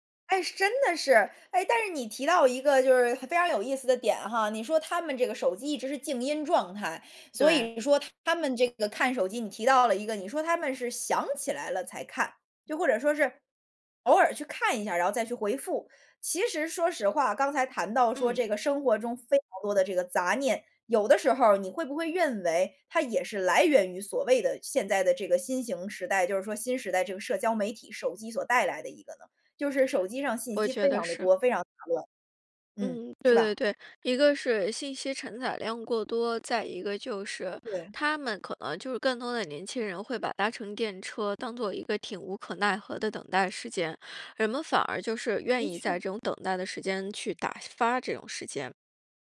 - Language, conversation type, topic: Chinese, podcast, 如何在通勤途中练习正念？
- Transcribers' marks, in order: other background noise